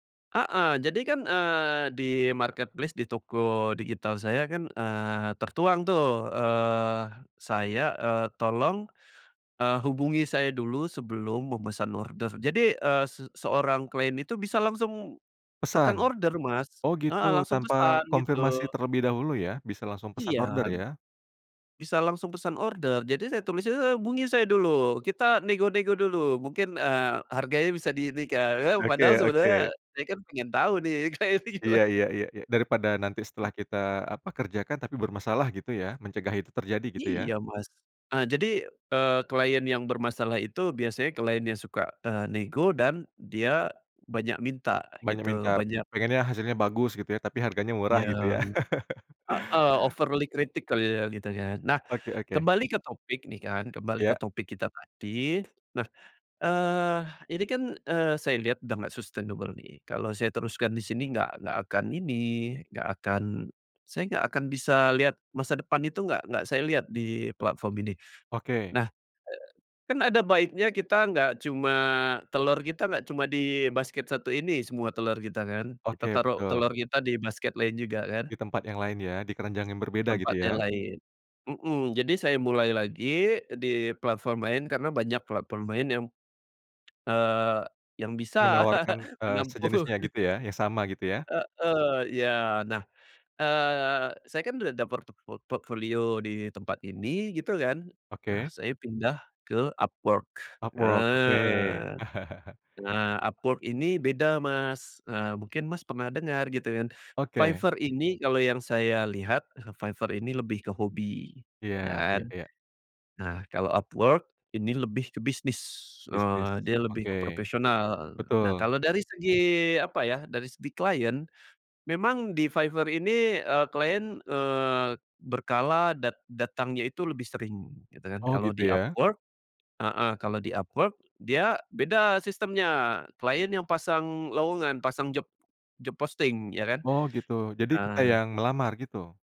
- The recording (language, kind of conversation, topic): Indonesian, podcast, Kapan sebuah kebetulan mengantarkanmu ke kesempatan besar?
- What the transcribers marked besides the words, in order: in English: "marketplace"; laughing while speaking: "kayak gimana"; other background noise; in English: "overly"; laugh; in English: "sustainable"; tapping; laughing while speaking: "bisa menampung"; laugh; in English: "job job posting"